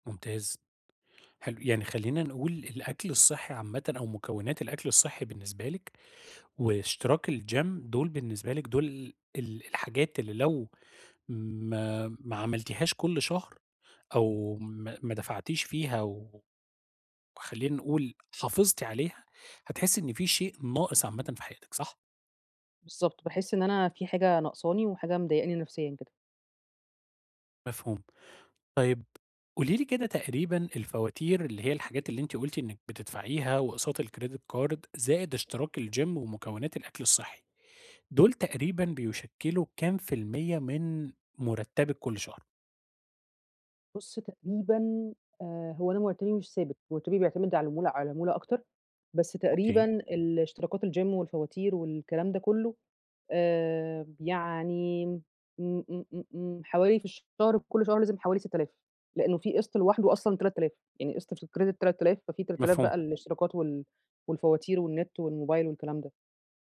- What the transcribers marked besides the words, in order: in English: "الgym"; in English: "الgym"; in English: "الgym"; in English: "الcredit"
- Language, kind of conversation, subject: Arabic, advice, إزاي أقلل مصاريفي من غير ما تأثر على جودة حياتي؟